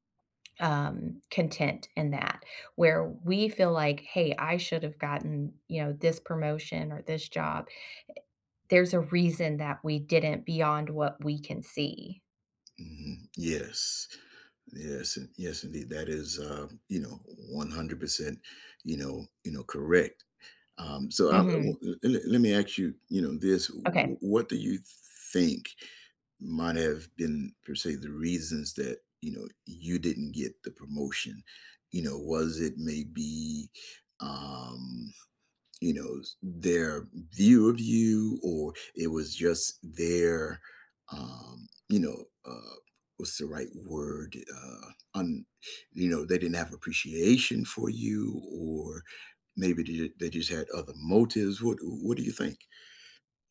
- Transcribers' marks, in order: tapping
- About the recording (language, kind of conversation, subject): English, unstructured, Have you ever felt overlooked for a promotion?